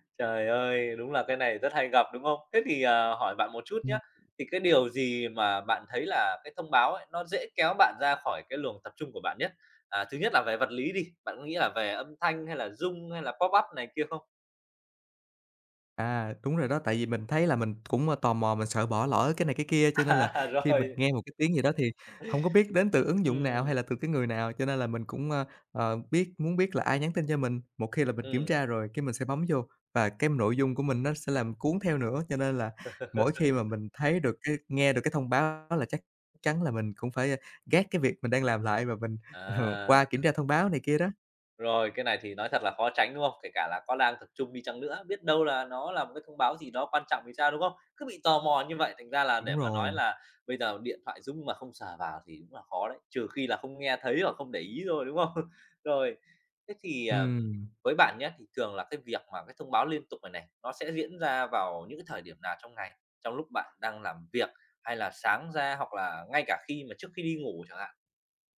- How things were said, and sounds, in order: in English: "pop-up"; tapping; laughing while speaking: "À, rồi"; chuckle; chuckle
- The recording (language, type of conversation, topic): Vietnamese, podcast, Bạn có mẹo nào để giữ tập trung khi liên tục nhận thông báo không?